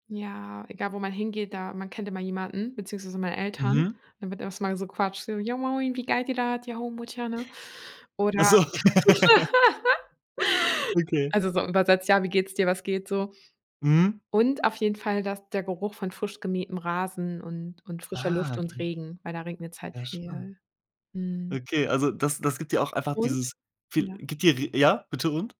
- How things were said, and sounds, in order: laughing while speaking: "so"; laugh
- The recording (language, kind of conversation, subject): German, podcast, Wo fühlst du dich wirklich zuhause, ganz ehrlich?